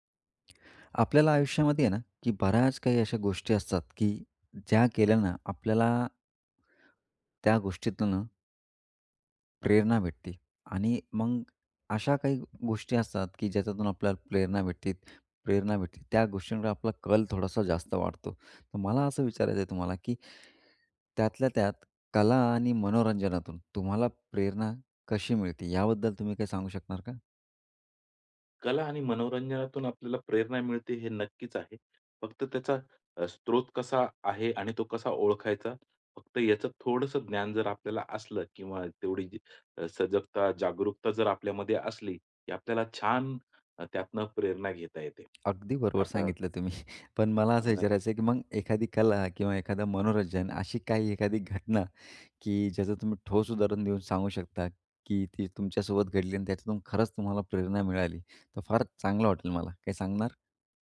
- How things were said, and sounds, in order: tapping; other background noise; chuckle
- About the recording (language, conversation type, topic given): Marathi, podcast, कला आणि मनोरंजनातून तुम्हाला प्रेरणा कशी मिळते?